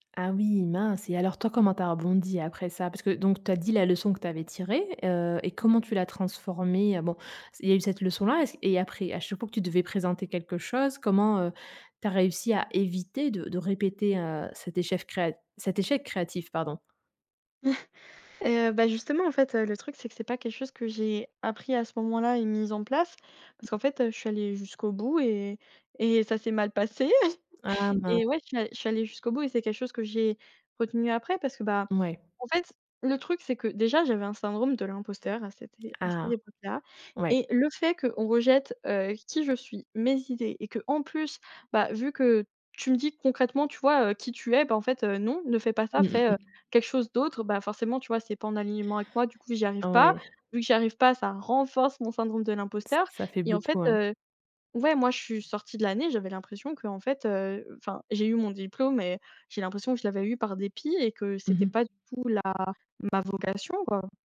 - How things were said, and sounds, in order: chuckle; tapping; laughing while speaking: "passé !"; chuckle; other background noise; stressed: "renforce"
- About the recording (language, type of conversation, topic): French, podcast, Comment transformes-tu un échec créatif en leçon utile ?